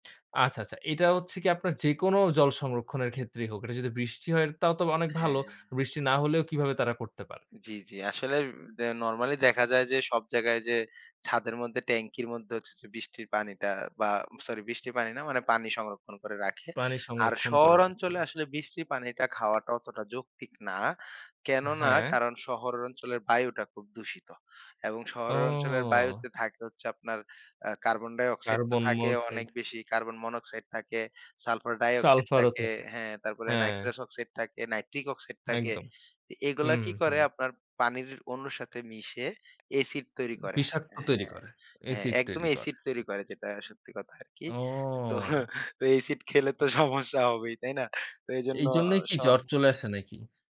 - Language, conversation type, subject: Bengali, podcast, বাড়িতে জল সংরক্ষণের সহজ উপায়গুলো কী কী?
- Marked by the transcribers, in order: other background noise; in English: "Carbon monoxide"; in English: "Carbon monoxide"; in English: "Sulfur"; in English: "salfar dioxide"; in English: "naitrous oxide"; in English: "naitric oxide"; laughing while speaking: "তো এসিড খেলে তো সমস্যা হবেই"